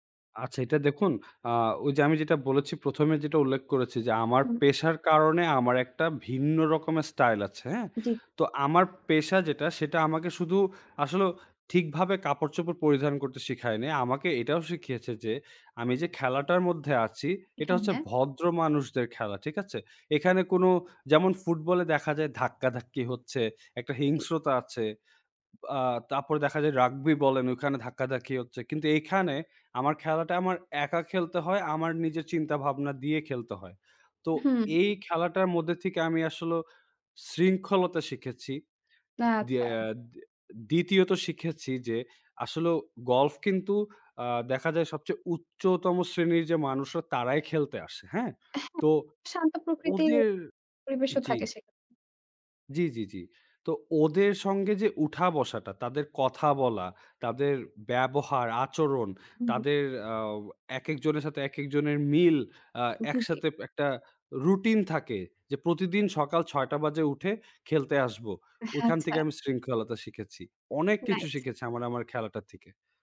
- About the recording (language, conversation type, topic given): Bengali, podcast, কোন অভিজ্ঞতা তোমার ব্যক্তিগত স্টাইল গড়তে সবচেয়ে বড় ভূমিকা রেখেছে?
- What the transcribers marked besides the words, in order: tapping; laughing while speaking: "আহ আচ্ছা"